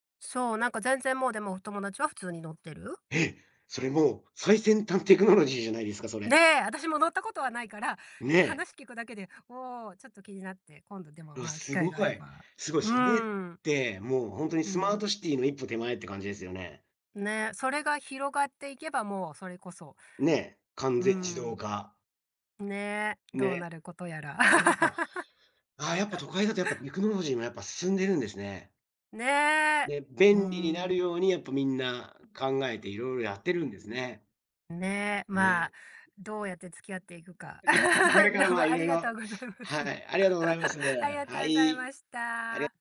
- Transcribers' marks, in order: laugh; tapping; other background noise; laugh; laughing while speaking: "どうもありがとうございます"; chuckle; chuckle
- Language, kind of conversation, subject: Japanese, unstructured, テクノロジーは私たちの生活をどのように変えたと思いますか？